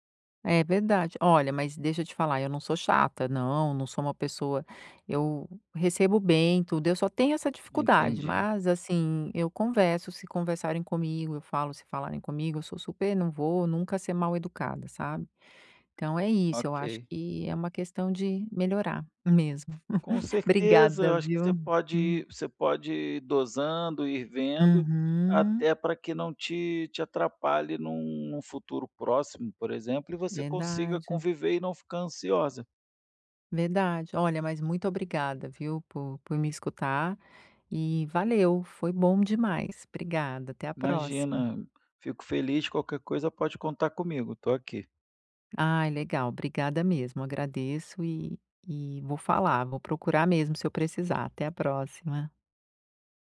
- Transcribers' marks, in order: other background noise; chuckle
- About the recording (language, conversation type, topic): Portuguese, advice, Como posso lidar com a ansiedade antes e durante eventos sociais?